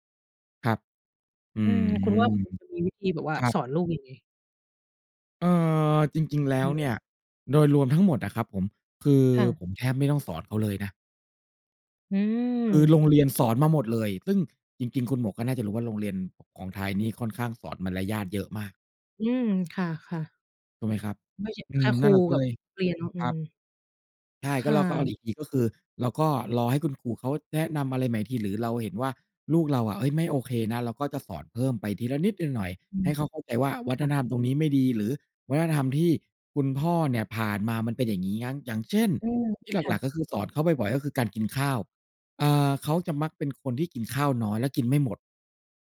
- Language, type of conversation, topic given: Thai, unstructured, เด็กๆ ควรเรียนรู้อะไรเกี่ยวกับวัฒนธรรมของตนเอง?
- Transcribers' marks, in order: other background noise